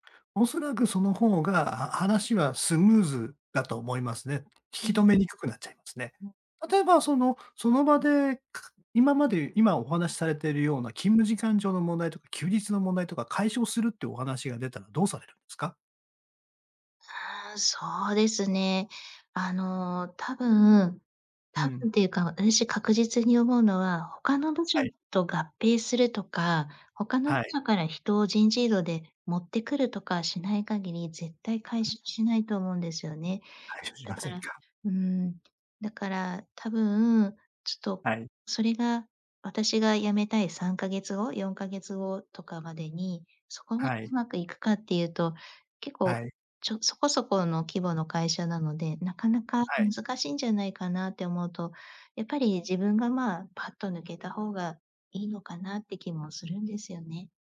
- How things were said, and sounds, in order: tapping; other noise
- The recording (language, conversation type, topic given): Japanese, advice, 現職の会社に転職の意思をどのように伝えるべきですか？